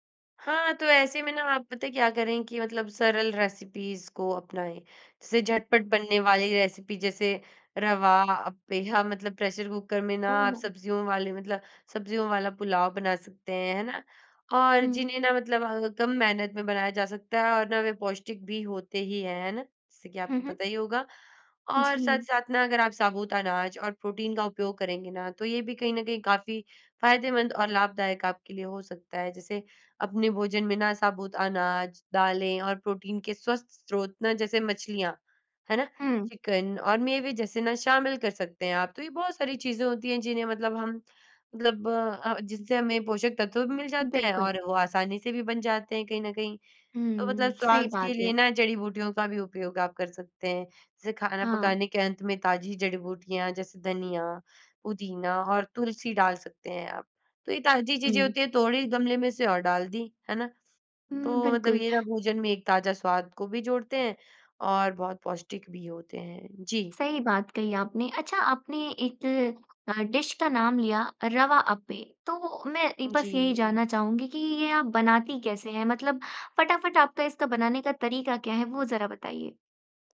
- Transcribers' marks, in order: in English: "रेसिपीज़"; in English: "रेसिपी"; in English: "डिश"
- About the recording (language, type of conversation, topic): Hindi, podcast, घर में पौष्टिक खाना बनाना आसान कैसे किया जा सकता है?